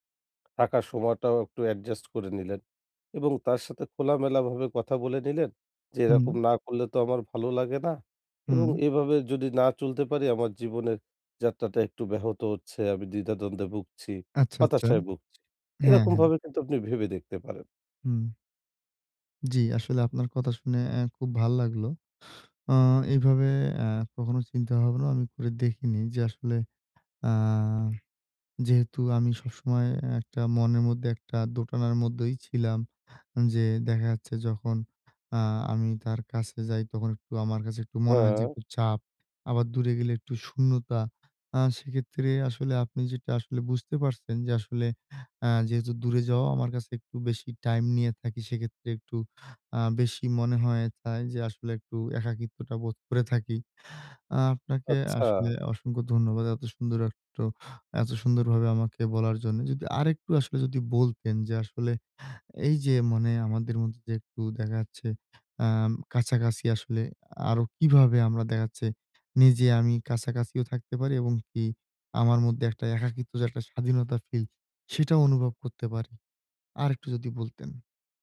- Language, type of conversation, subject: Bengali, advice, সম্পর্কে স্বাধীনতা ও ঘনিষ্ঠতার মধ্যে কীভাবে ভারসাম্য রাখবেন?
- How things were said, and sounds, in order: tapping; other background noise